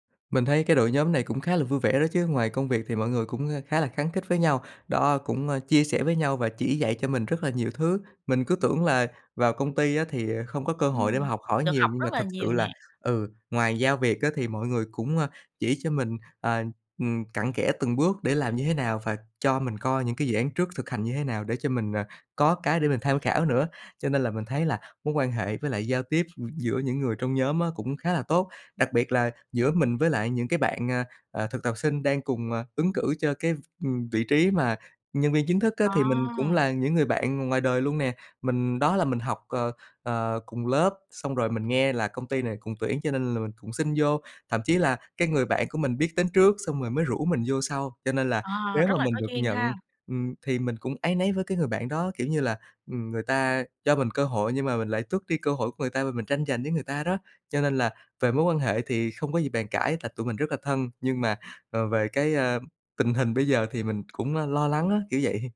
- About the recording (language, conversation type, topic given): Vietnamese, advice, Bạn nên làm gì để cạnh tranh giành cơ hội thăng chức với đồng nghiệp một cách chuyên nghiệp?
- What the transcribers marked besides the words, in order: tapping; laughing while speaking: "vậy"